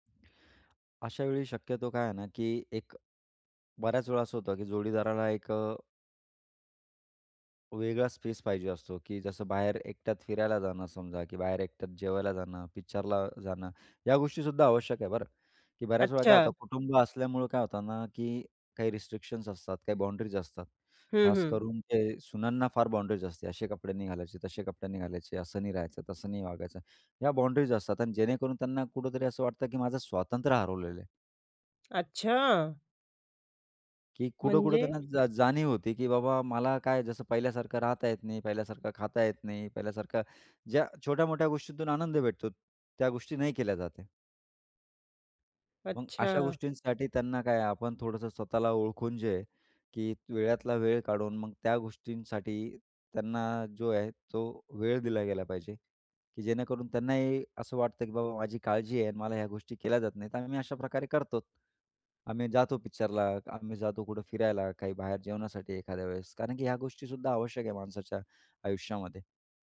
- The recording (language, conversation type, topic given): Marathi, podcast, कुटुंब आणि जोडीदार यांच्यात संतुलन कसे साधावे?
- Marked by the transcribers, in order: in English: "स्पेस"; tapping; in English: "रिस्ट्रिक्शन्स"; other background noise